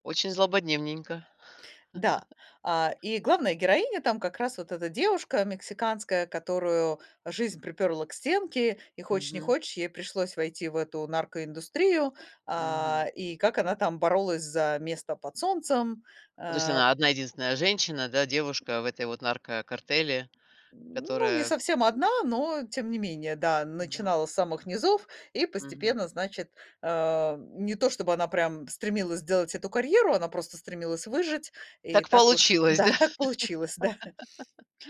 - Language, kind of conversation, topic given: Russian, podcast, Что важнее в сериале — персонажи или сюжет?
- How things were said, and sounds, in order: laugh; tapping; grunt; unintelligible speech; chuckle; laugh